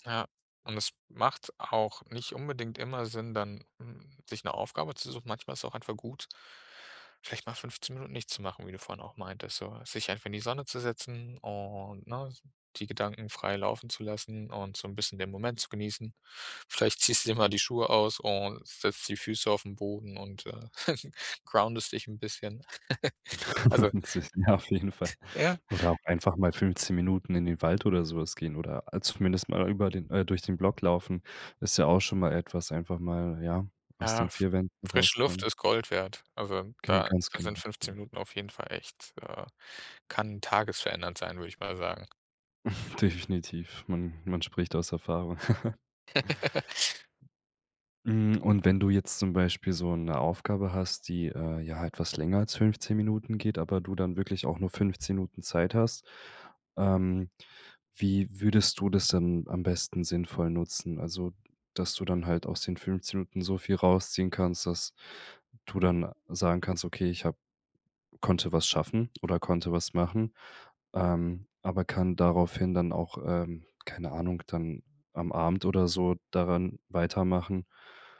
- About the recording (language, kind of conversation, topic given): German, podcast, Wie nutzt du 15-Minuten-Zeitfenster sinnvoll?
- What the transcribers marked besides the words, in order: laugh; unintelligible speech; laugh; laughing while speaking: "Ja, auf jeden Fall"; in English: "groundest"; laugh; other background noise; chuckle; laughing while speaking: "Definitiv"; chuckle; giggle; teeth sucking